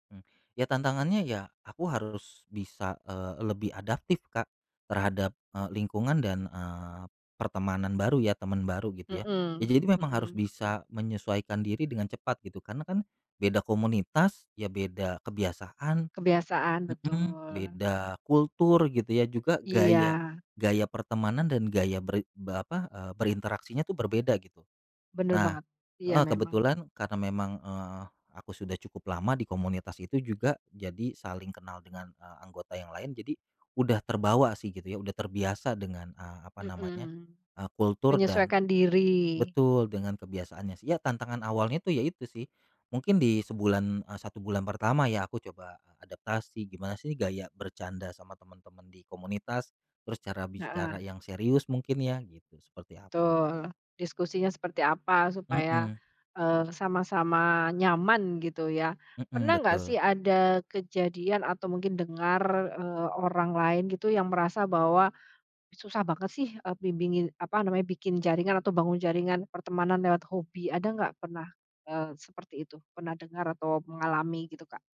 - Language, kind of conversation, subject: Indonesian, podcast, Bagaimana hobi ini membantu kamu mengenal orang baru atau membangun jejaring?
- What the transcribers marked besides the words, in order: none